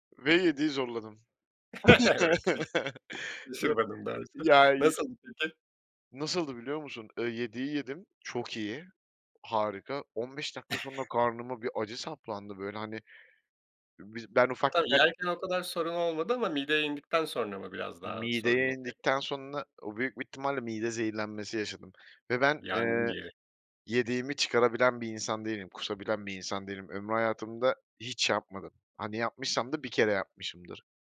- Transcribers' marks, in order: laugh; laughing while speaking: "Evet"; other background noise; chuckle; chuckle
- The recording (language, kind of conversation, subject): Turkish, podcast, Vücudunun sınırlarını nasıl belirlersin ve ne zaman “yeter” demen gerektiğini nasıl öğrenirsin?